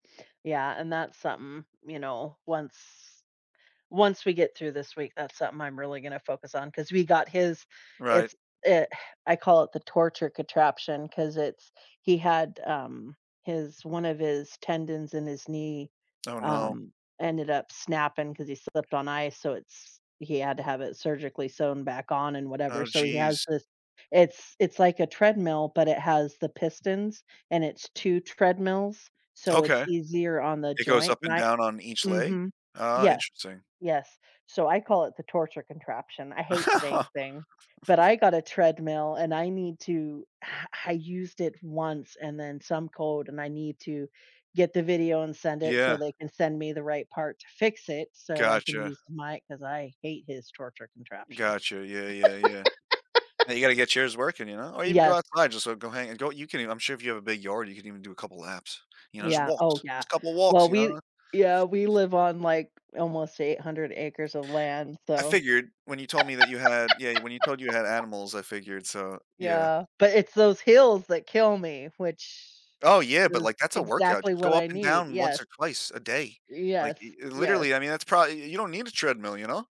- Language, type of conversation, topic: English, unstructured, How does physical activity influence your emotional well-being?
- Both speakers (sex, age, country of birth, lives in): female, 40-44, United States, United States; male, 35-39, United States, United States
- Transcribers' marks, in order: tapping; sigh; other background noise; laugh; chuckle; sigh; laugh; other noise; laugh